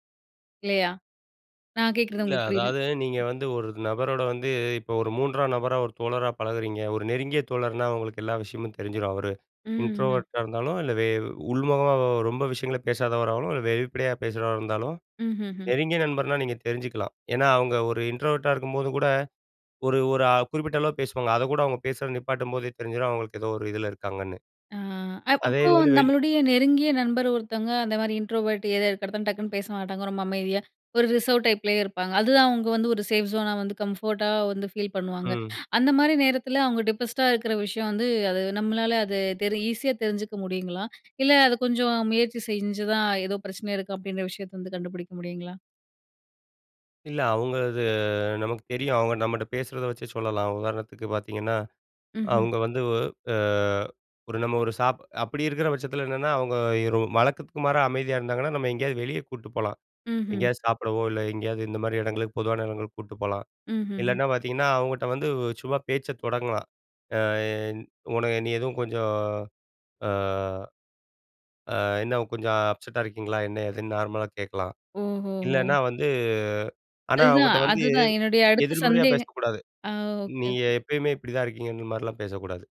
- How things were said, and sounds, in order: other noise; in English: "இன்ட்ரோவர்ட்டா"; in English: "இன்ட்ரோவர்ட்டா"; in English: "இன்ட்ரோவர்ட்"; in English: "ரிசர்வ் டைப்லயே"; in English: "சேஃப் ஜோனா"; in English: "கம்ஃபோர்ட்டா"; in English: "ஃபீல்"; inhale; in English: "டிப்ரெஸ்ட்டா"; inhale; drawn out: "அது"; drawn out: "அ"; drawn out: "கொஞ்சம் ஆ"; in English: "அப்செட்டா"; drawn out: "வந்து"
- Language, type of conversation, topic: Tamil, podcast, மற்றவரின் உணர்வுகளை நீங்கள் எப்படிப் புரிந்துகொள்கிறீர்கள்?